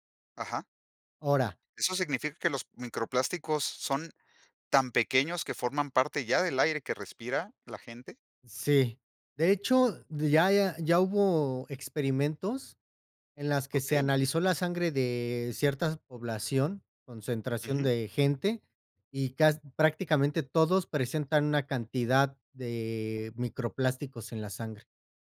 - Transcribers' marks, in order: none
- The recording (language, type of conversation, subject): Spanish, podcast, ¿Qué opinas sobre el problema de los plásticos en la naturaleza?